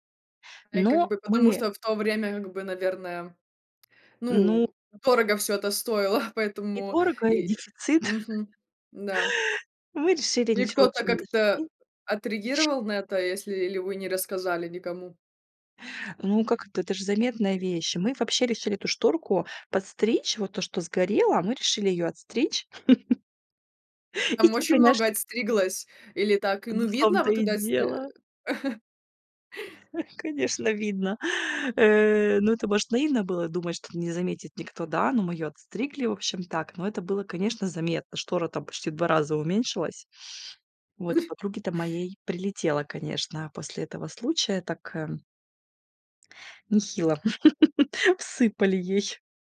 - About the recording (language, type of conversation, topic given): Russian, podcast, Какие приключения из детства вам запомнились больше всего?
- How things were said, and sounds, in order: tapping; chuckle; other background noise; laugh; unintelligible speech; chuckle; other noise; laugh